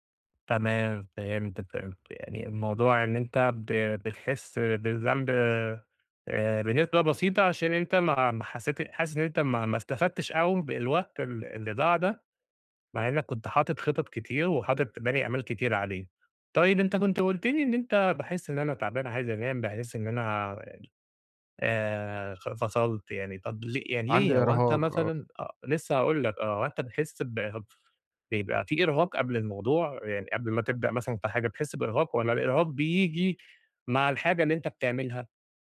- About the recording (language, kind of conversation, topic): Arabic, advice, ليه بقيت بتشتت ومش قادر أستمتع بالأفلام والمزيكا والكتب في البيت؟
- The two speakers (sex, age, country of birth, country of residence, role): male, 20-24, Egypt, Egypt, user; male, 30-34, Egypt, Egypt, advisor
- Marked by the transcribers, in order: none